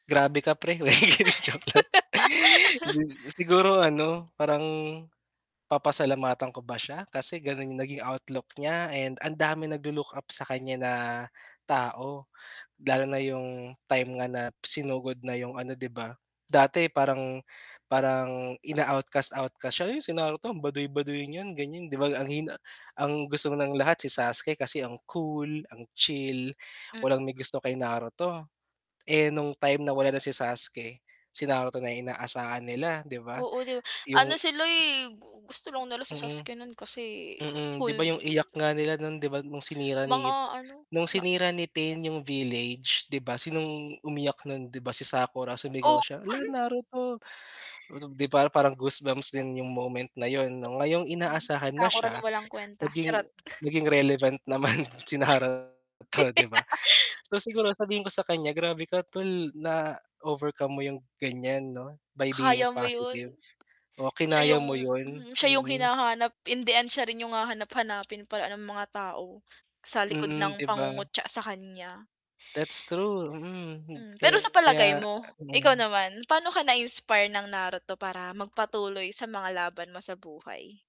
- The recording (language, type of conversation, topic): Filipino, podcast, Anong pelikula ang talagang tumatak sa’yo, at bakit?
- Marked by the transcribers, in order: static; laughing while speaking: "joke lang"; laugh; tapping; mechanical hum; distorted speech; chuckle; chuckle; laughing while speaking: "naman si Naruto"; laugh; in English: "by being positive"; other background noise